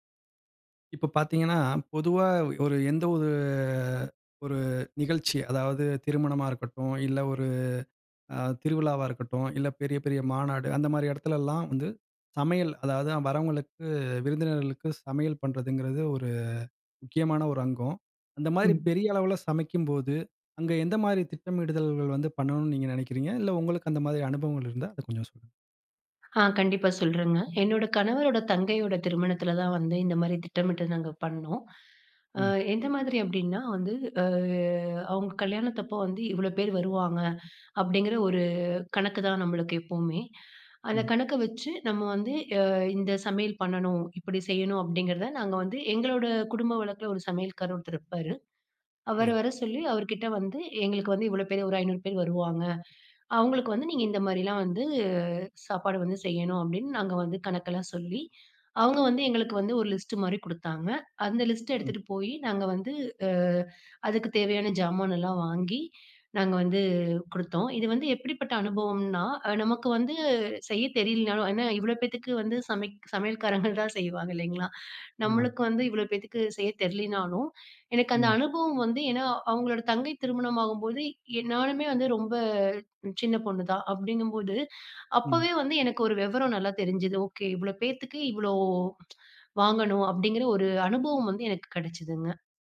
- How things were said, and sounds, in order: drawn out: "ஒரு"; "இடத்துல" said as "எடத்துல"; drawn out: "அ"; other noise; "விவரம்" said as "வெவரம்"
- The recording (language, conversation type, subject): Tamil, podcast, ஒரு பெரிய விருந்துச் சமையலை முன்கூட்டியே திட்டமிடும்போது நீங்கள் முதலில் என்ன செய்வீர்கள்?